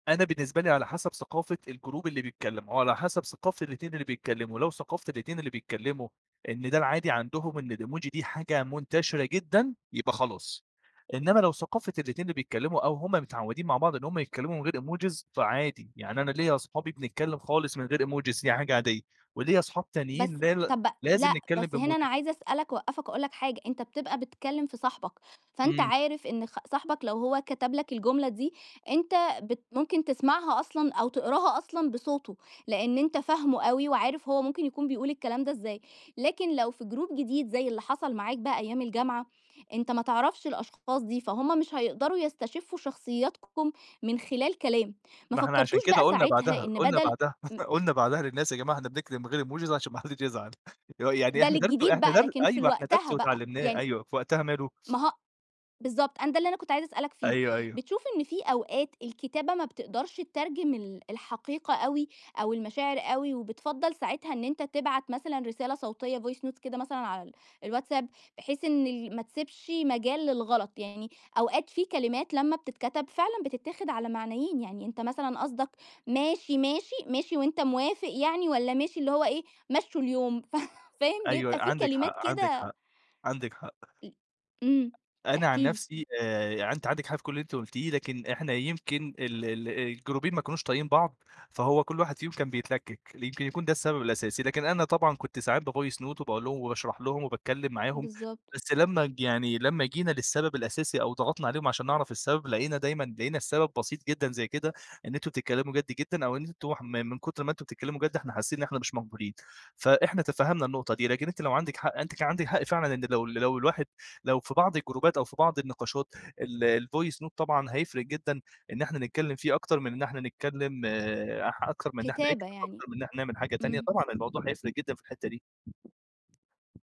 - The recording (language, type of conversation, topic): Arabic, podcast, إزاي بتوضح نبرة قصدك في الرسائل؟
- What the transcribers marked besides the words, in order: in English: "الجروب"; in English: "الإيموجي"; in English: "إيموجيز"; in English: "إيموجيز"; in English: "بإيموجيز"; in English: "جروب"; chuckle; in English: "إيموجيز"; laughing while speaking: "ما حدّش"; tapping; in English: "voice notes"; laughing while speaking: "ف"; in English: "الجروبين"; in English: "بvoice note"; in English: "الجروبات"; in English: "الvoice note"; other background noise